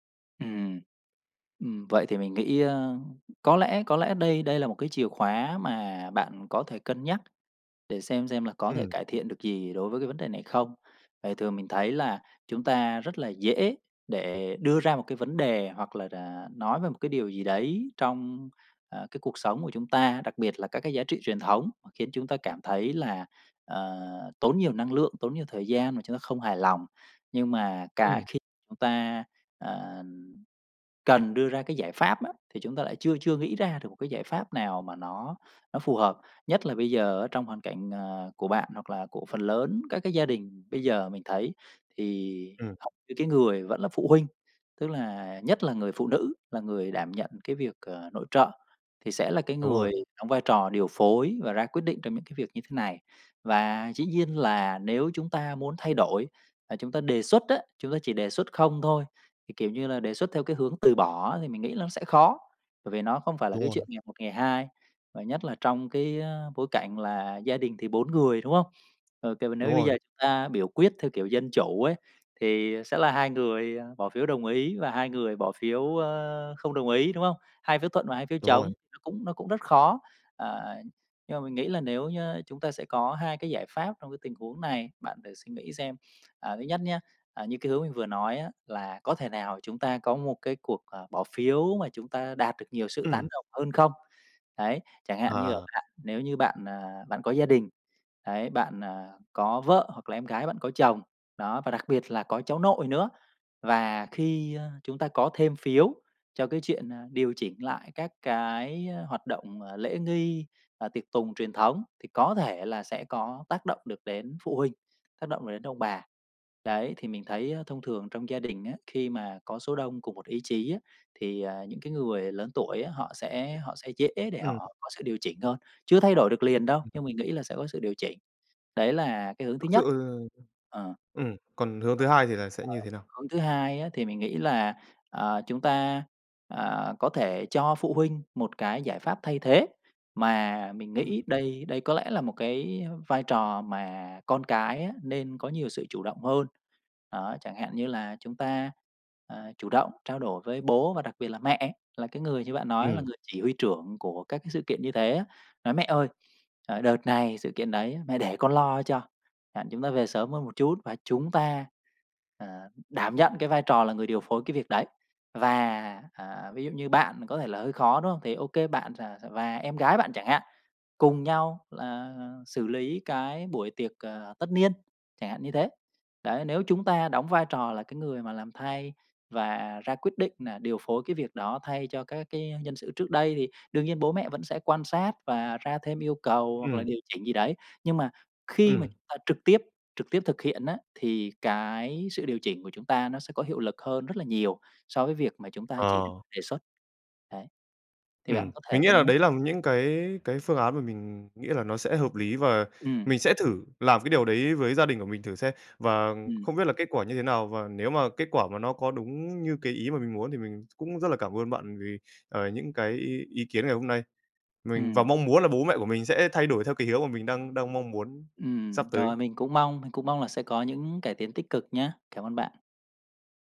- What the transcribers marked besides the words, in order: tapping; unintelligible speech; other background noise; sniff; sniff; unintelligible speech; sniff
- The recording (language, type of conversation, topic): Vietnamese, advice, Bạn nên làm gì khi không đồng ý với gia đình về cách tổ chức Tết và các phong tục truyền thống?